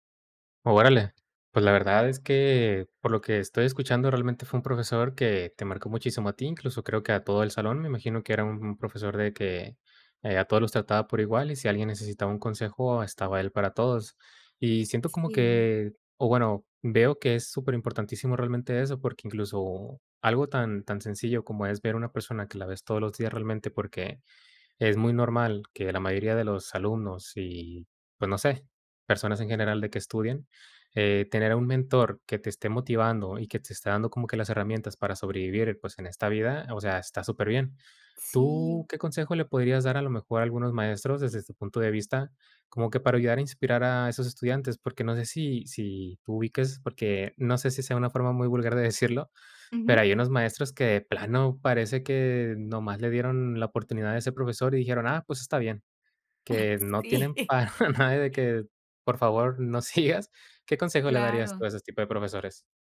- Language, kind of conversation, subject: Spanish, podcast, ¿Qué profesor o profesora te inspiró y por qué?
- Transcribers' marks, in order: laughing while speaking: "Ah, sí"; laughing while speaking: "para nada de que: Por favor, no sigas"